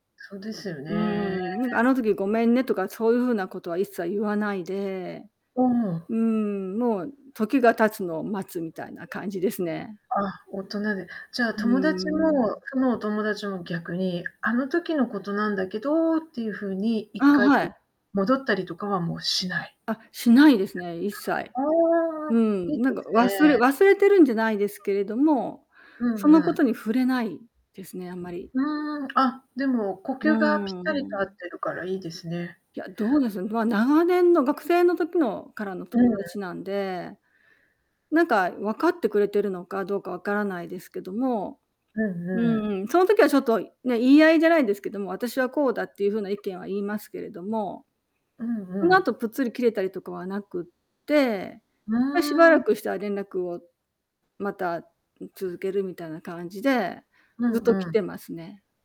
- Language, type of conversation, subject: Japanese, unstructured, 友達と意見が合わないとき、どのように対応しますか？
- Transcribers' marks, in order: distorted speech; static; other background noise